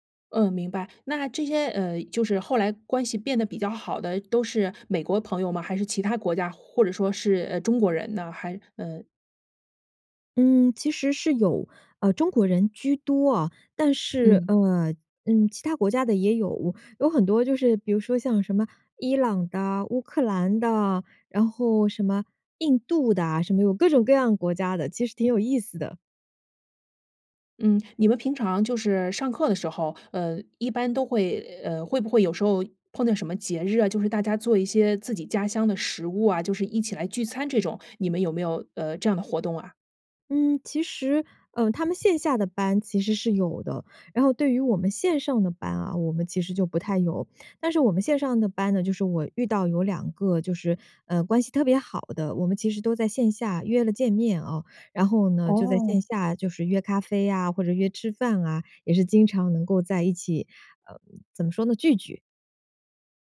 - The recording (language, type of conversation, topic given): Chinese, podcast, 换到新城市后，你如何重新结交朋友？
- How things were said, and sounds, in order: "碰到" said as "碰掉"